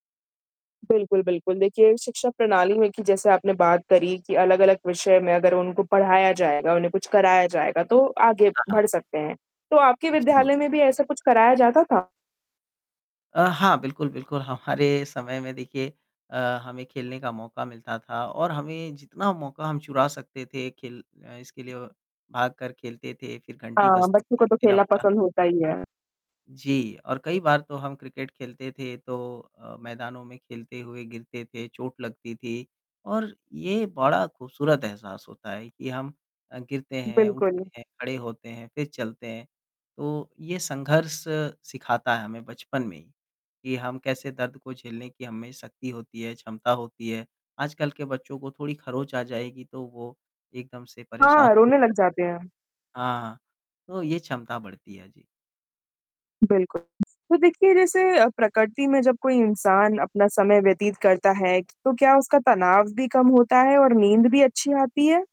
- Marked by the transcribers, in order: static; distorted speech; unintelligible speech
- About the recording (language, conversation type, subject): Hindi, podcast, प्रकृति से जुड़ने का सबसे आसान तरीका क्या है?